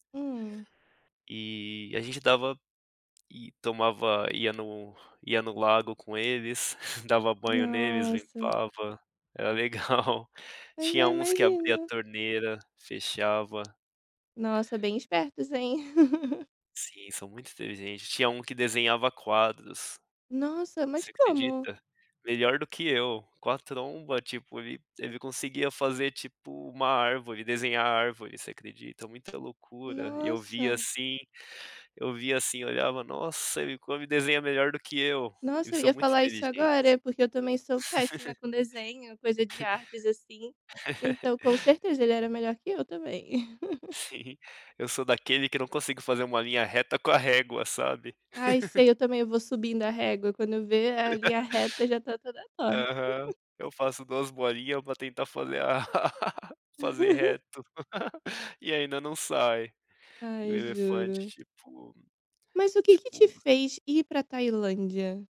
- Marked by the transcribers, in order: chuckle; chuckle; laugh; tapping; chuckle; laugh; laugh; laugh; laugh; chuckle; laughing while speaking: "ah"; chuckle; laugh
- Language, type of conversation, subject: Portuguese, podcast, Que lugar te rendeu uma história para contar a vida toda?